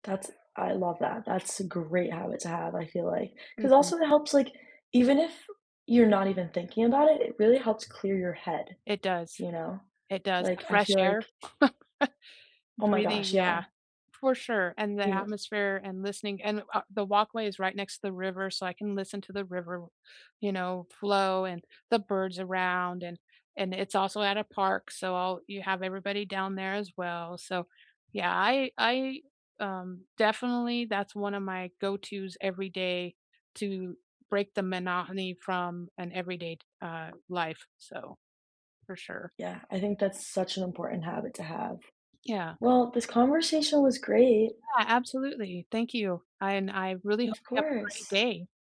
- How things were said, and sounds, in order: chuckle; "monotony" said as "monohony"; tapping
- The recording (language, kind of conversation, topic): English, unstructured, How do you and your team build a strong office culture while working remotely and still getting things done?
- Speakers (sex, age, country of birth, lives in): female, 20-24, United States, United States; female, 50-54, United States, United States